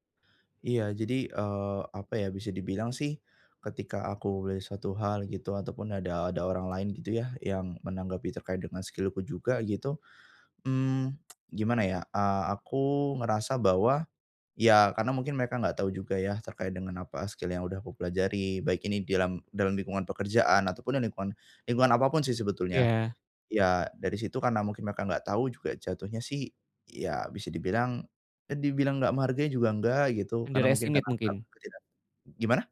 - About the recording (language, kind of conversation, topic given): Indonesian, advice, Bagaimana cara saya tetap bertindak meski merasa sangat takut?
- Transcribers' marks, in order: in English: "skill-ku"; tsk; in English: "skill"; tapping; in English: "Underestimate"; unintelligible speech